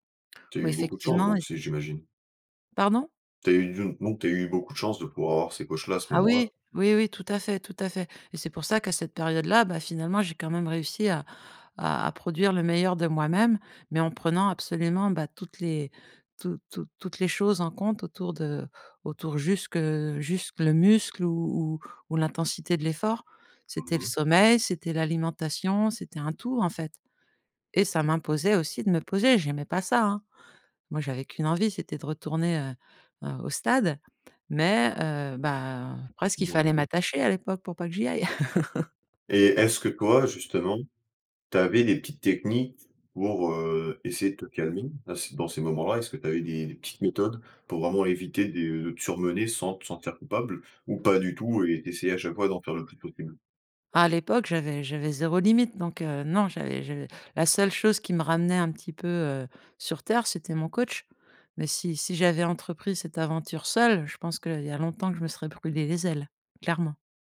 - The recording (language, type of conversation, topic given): French, podcast, Comment poses-tu des limites pour éviter l’épuisement ?
- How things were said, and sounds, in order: unintelligible speech; chuckle; other background noise